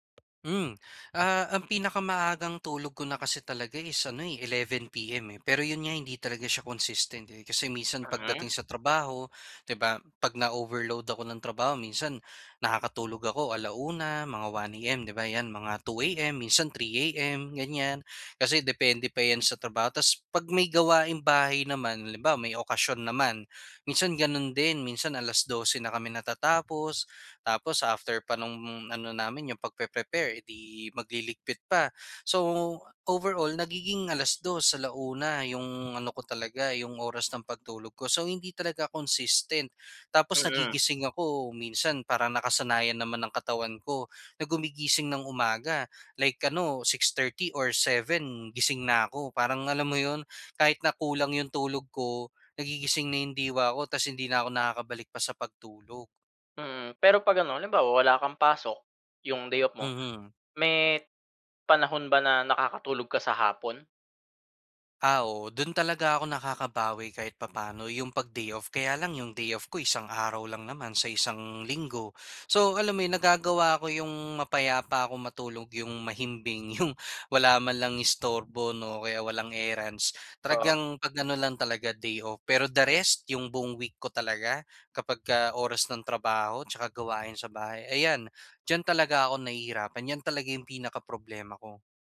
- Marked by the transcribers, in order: in English: "So, overall"; in English: "consistent"; fan; laughing while speaking: "'yong"; in English: "errands"; in English: "the rest"
- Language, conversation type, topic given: Filipino, advice, Bakit hindi ako makapanatili sa iisang takdang oras ng pagtulog?